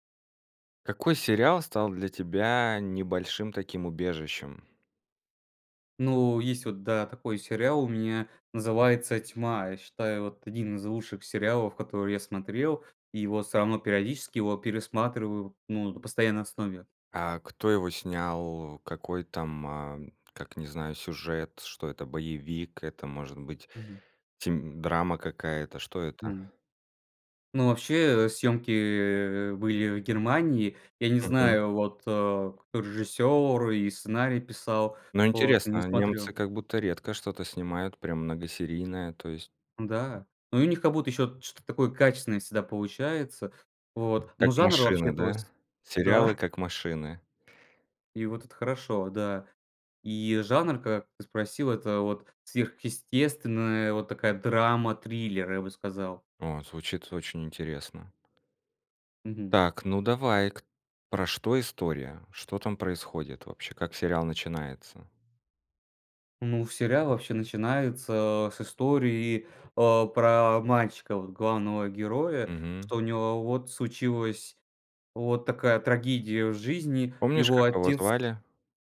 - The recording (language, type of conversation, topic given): Russian, podcast, Какой сериал стал для тебя небольшим убежищем?
- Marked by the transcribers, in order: other background noise; surprised: "Да"; tapping